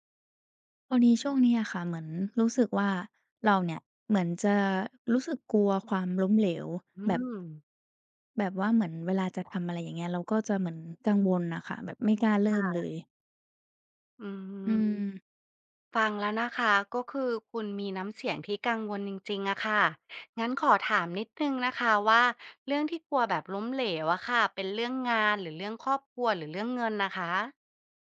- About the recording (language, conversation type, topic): Thai, advice, คุณรู้สึกกลัวความล้มเหลวจนไม่กล้าเริ่มลงมือทำอย่างไร
- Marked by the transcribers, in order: other background noise